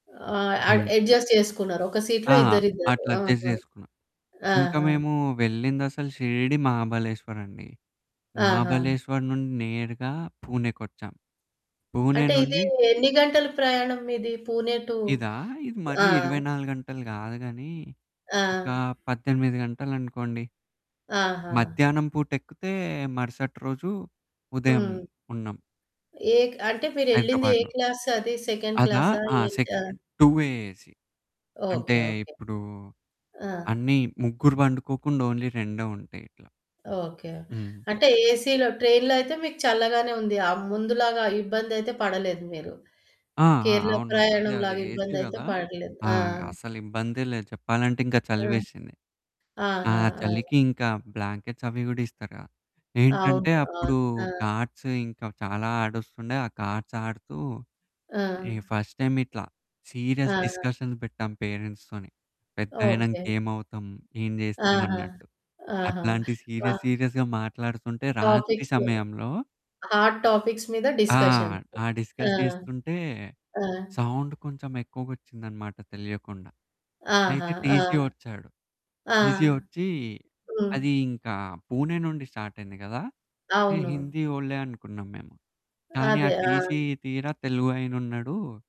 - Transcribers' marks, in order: static; in English: "అడ్జస్ట్"; in English: "సీట్‌లో"; in English: "అడ్జస్ట్"; in English: "టు"; other background noise; in English: "సెకండ్"; in English: "సెకండ్ టూ ఏ ఏసి"; in English: "ఓన్లీ"; in English: "ఏసీ‌లో ట్రైన్‌లో"; in English: "ఏసీ"; in English: "బ్లాంకెట్స్"; in English: "కార్డ్స్"; in English: "కార్డ్స్"; in English: "ఫస్ట్ టైమ్"; in English: "సీరియస్ డిస్కషన్స్"; in English: "పేరెంట్స్‌తోని"; in English: "సీరియస్, సీరియస్‌గా"; in English: "హాట్ టాపిక్స్"; in English: "డిస్కస్"; in English: "సౌండ్"; in English: "టీసీ"; in English: "టీసీ"; in English: "టీసీ"
- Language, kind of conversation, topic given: Telugu, podcast, మీరు ఎప్పుడైనా రైలులో పొడవైన ప్రయాణం చేసిన అనుభవాన్ని వివరించగలరా?